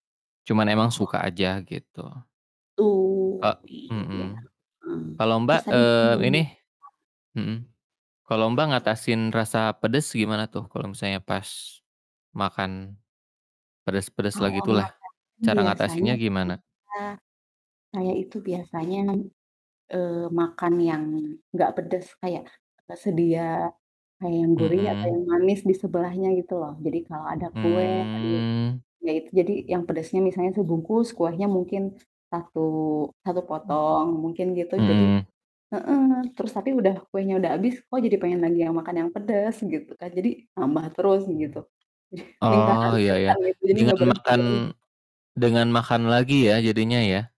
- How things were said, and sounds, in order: distorted speech; unintelligible speech; drawn out: "Mmm"; other background noise; chuckle; laughing while speaking: "lingkaran setan"; tapping
- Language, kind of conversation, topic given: Indonesian, unstructured, Apa pengalaman paling berkesanmu saat menyantap makanan pedas?